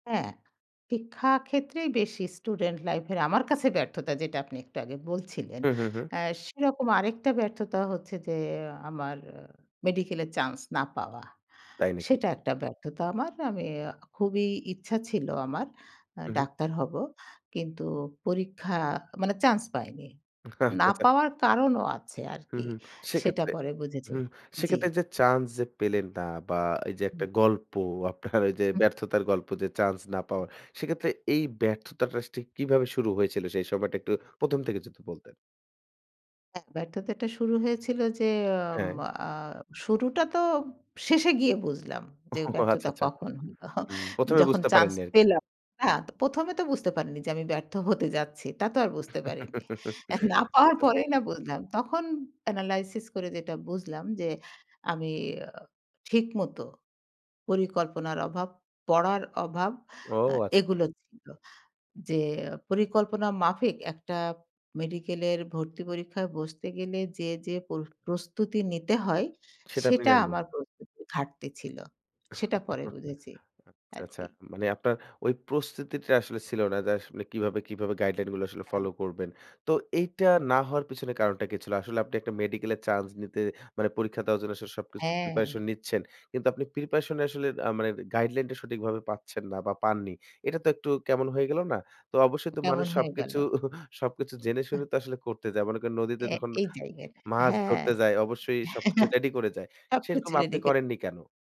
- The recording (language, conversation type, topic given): Bengali, podcast, আপনার জীবনের কোনো একটি ব্যর্থতার গল্প বলুন—সেটা কেন ঘটেছিল?
- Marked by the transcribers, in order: laughing while speaking: "আচ্ছা, আচ্ছা"; laughing while speaking: "আপনার ওই যে ব্যর্থতার গল্প"; laughing while speaking: "ও আচ্ছা, আচ্ছা"; laughing while speaking: "হলো যখন চান্স পেলাম না"; chuckle; laughing while speaking: "না পাওয়ার পরেই না বুঝলাম"; chuckle; in English: "preparation"; in English: "preparation"; chuckle; chuckle; unintelligible speech